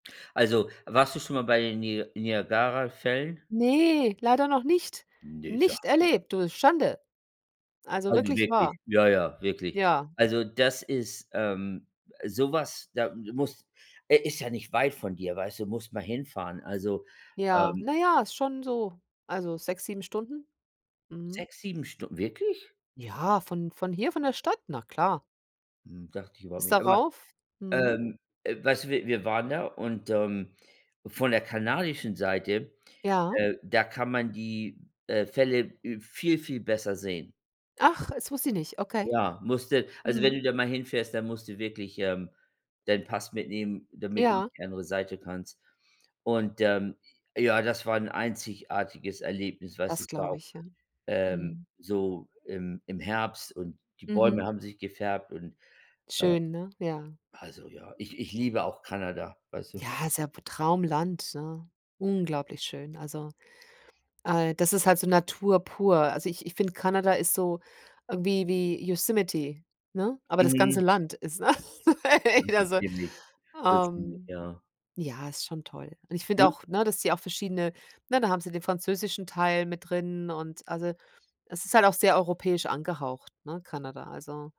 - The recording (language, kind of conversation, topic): German, unstructured, Was war dein schönstes Erlebnis in deiner Gegend?
- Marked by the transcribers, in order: laughing while speaking: "ne? Also"; unintelligible speech; unintelligible speech